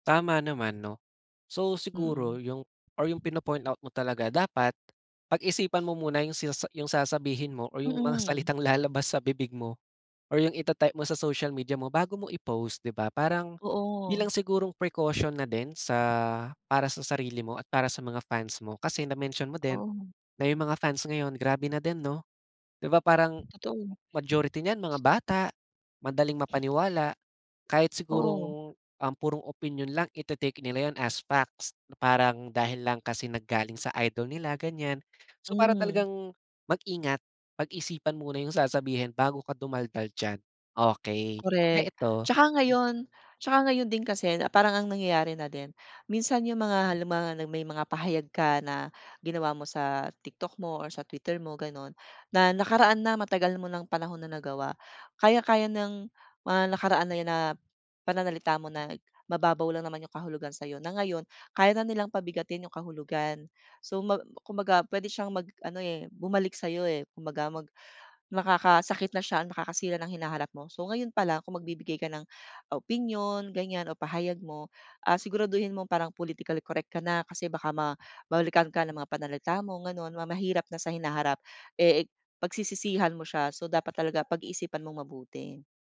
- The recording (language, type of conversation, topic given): Filipino, podcast, May pananagutan ba ang isang influencer sa mga opinyong ibinabahagi niya?
- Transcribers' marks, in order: tapping; in English: "politically correct"